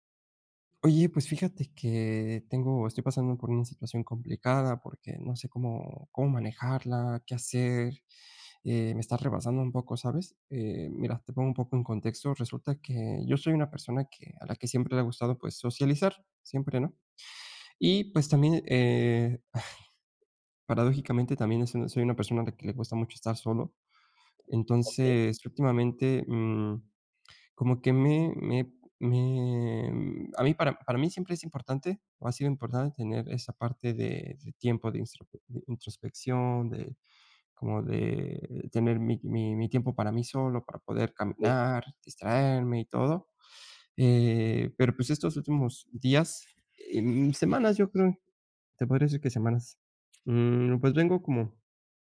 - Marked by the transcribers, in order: tapping; other background noise
- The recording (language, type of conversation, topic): Spanish, advice, ¿Cómo puedo equilibrar el tiempo con amigos y el tiempo a solas?